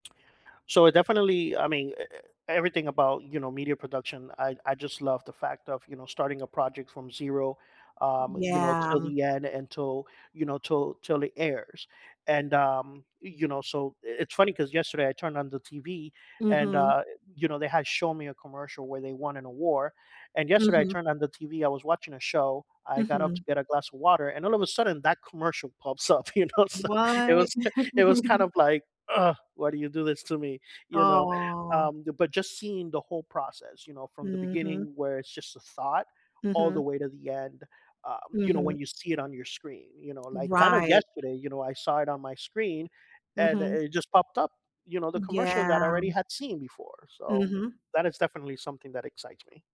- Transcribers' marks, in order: tapping; drawn out: "Yeah"; laughing while speaking: "you know? So, it was k"; chuckle; drawn out: "Oh"; drawn out: "Yeah"
- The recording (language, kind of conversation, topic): English, advice, How do I recover my confidence and prepare better after a failed job interview?
- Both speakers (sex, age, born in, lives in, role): female, 35-39, United States, United States, advisor; male, 45-49, United States, United States, user